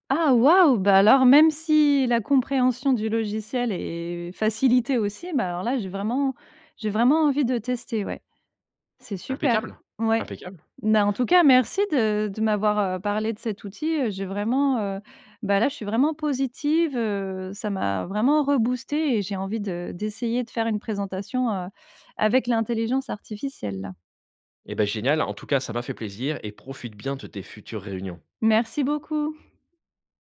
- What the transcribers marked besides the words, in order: none
- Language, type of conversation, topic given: French, advice, Comment puis-je éviter que des réunions longues et inefficaces ne me prennent tout mon temps ?